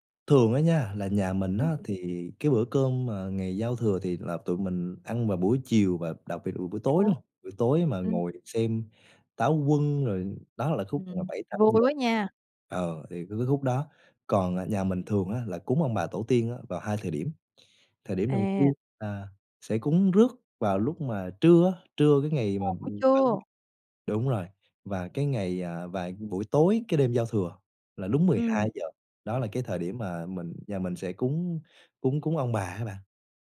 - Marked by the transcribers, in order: none
- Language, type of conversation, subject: Vietnamese, podcast, Bạn có thể kể về một bữa ăn gia đình đáng nhớ của bạn không?